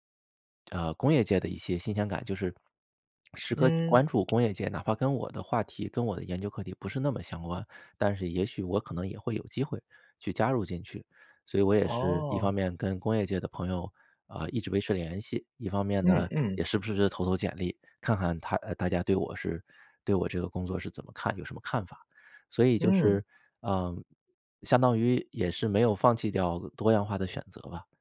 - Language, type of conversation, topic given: Chinese, podcast, 你曾经遇到过职业倦怠吗？你是怎么应对的？
- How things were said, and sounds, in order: swallow; other background noise